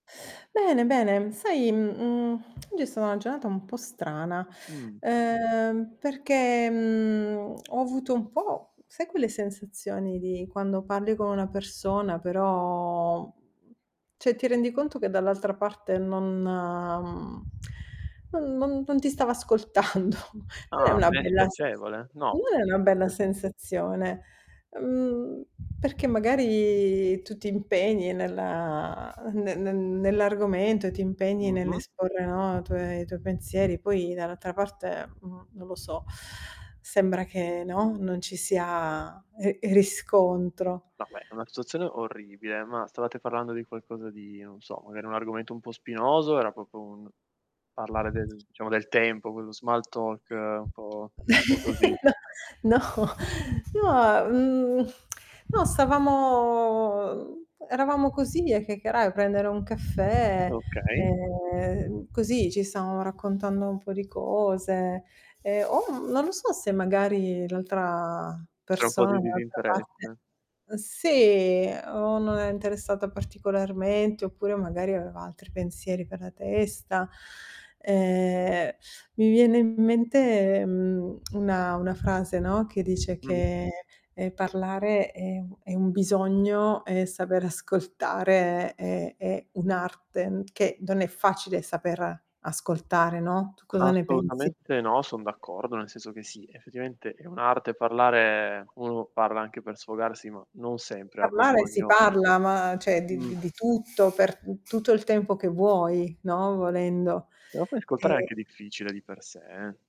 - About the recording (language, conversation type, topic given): Italian, unstructured, Pensi che sia importante ascoltare davvero l’altra persona?
- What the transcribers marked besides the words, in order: tapping; drawn out: "mhmm"; drawn out: "però"; "cioè" said as "ceh"; other background noise; laughing while speaking: "ascoltando"; distorted speech; static; "proprio" said as "popo"; in English: "small talk"; chuckle; laughing while speaking: "No, no"; lip smack; drawn out: "stavamo"; "cioè" said as "ceh"